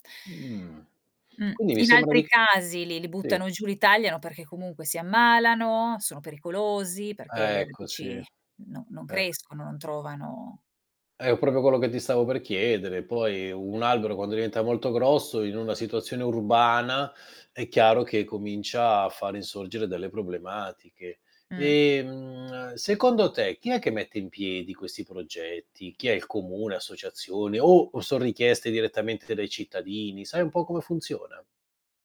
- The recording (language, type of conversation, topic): Italian, podcast, Quali iniziative locali aiutano a proteggere il verde in città?
- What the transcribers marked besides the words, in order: other background noise